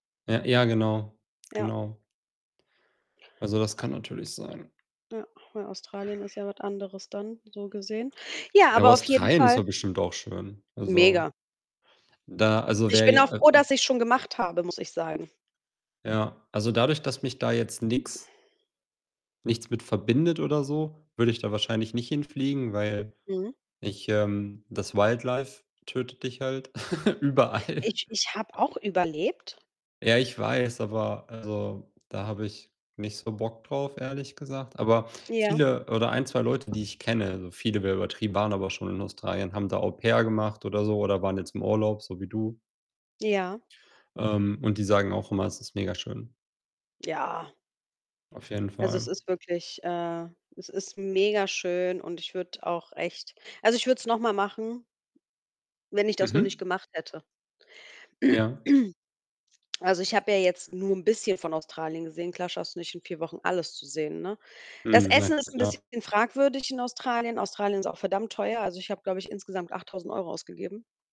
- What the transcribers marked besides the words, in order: distorted speech; in English: "Wildlife"; chuckle; laughing while speaking: "überall"; laugh; other background noise; throat clearing; tapping
- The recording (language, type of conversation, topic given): German, unstructured, Wohin reist du am liebsten und warum?